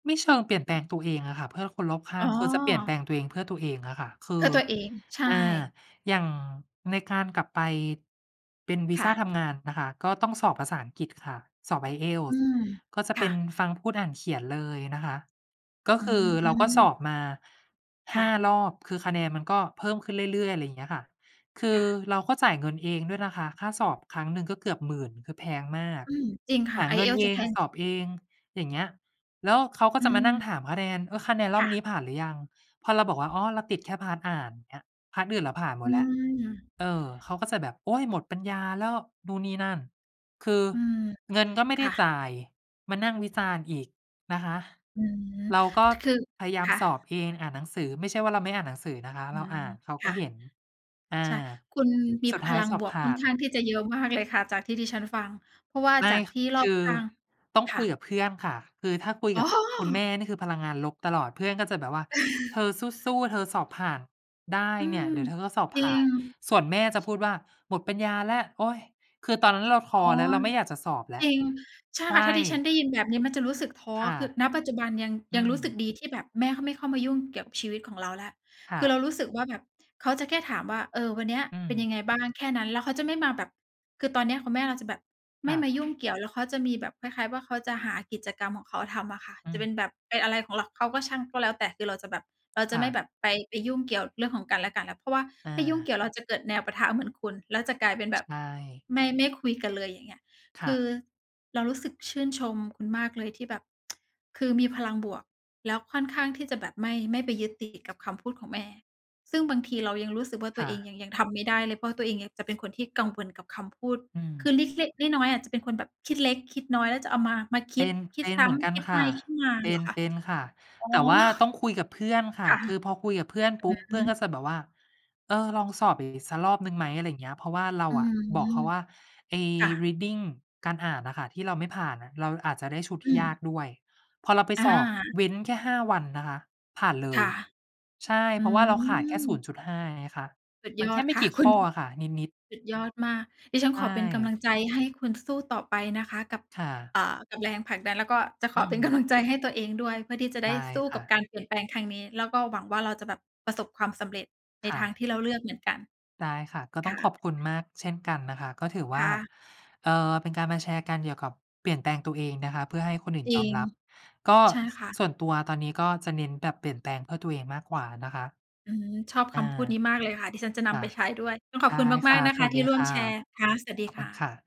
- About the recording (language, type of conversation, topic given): Thai, unstructured, คุณเคยรู้สึกไหมว่าต้องเปลี่ยนตัวเองเพื่อให้คนอื่นยอมรับ?
- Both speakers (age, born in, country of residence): 35-39, Thailand, Thailand; 60-64, Thailand, Thailand
- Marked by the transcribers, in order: other background noise; in English: "พาร์ต"; in English: "พาร์ต"; tapping; laughing while speaking: "อ๋อ"; chuckle; other noise; tsk; in English: "reading"; laughing while speaking: "ค่ะคุณ"; laughing while speaking: "กำลัง"